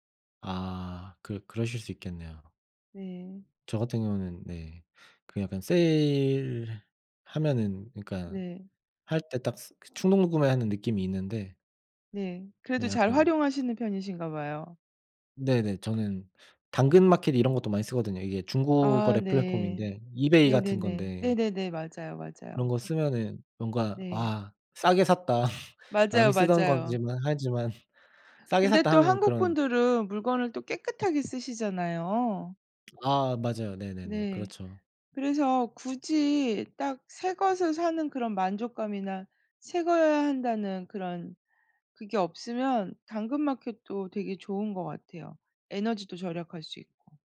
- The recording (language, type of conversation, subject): Korean, unstructured, 일상에서 작은 행복을 느끼는 순간은 언제인가요?
- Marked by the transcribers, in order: other background noise; tapping; laughing while speaking: "샀다"; laughing while speaking: "하지만"